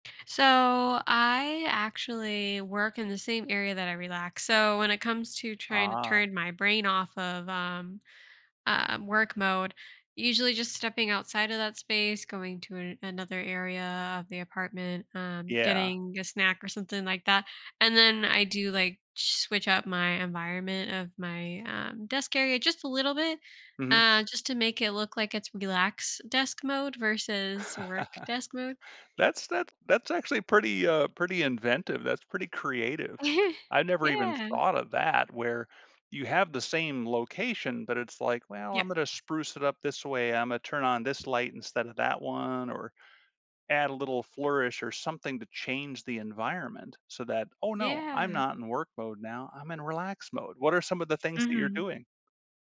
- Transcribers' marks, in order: laugh; laugh
- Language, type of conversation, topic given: English, advice, How can I better balance my work schedule and personal life?
- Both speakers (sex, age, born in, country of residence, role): female, 30-34, United States, United States, user; male, 50-54, United States, United States, advisor